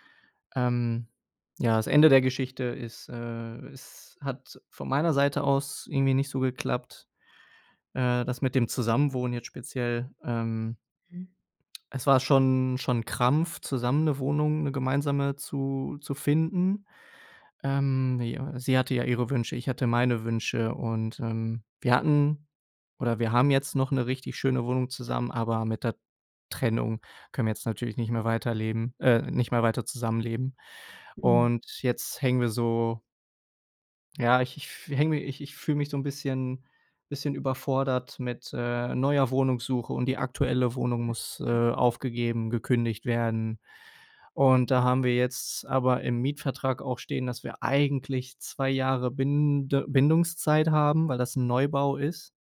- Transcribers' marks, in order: none
- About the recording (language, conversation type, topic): German, advice, Wie möchtest du die gemeinsame Wohnung nach der Trennung regeln und den Auszug organisieren?
- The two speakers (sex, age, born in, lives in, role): female, 30-34, Ukraine, Germany, advisor; male, 30-34, Germany, Germany, user